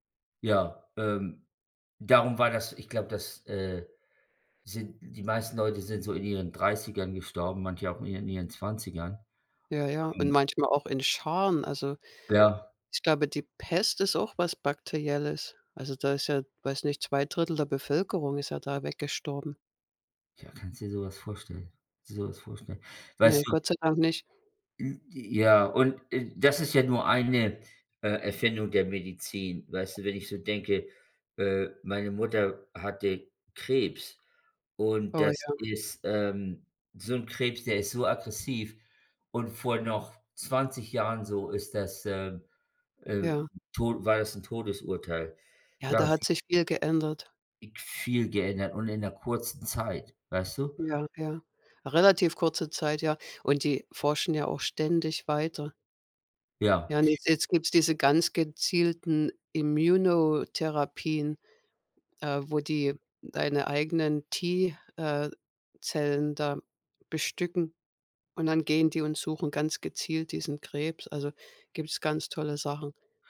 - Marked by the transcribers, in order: none
- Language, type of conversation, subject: German, unstructured, Warum war die Entdeckung des Penicillins so wichtig?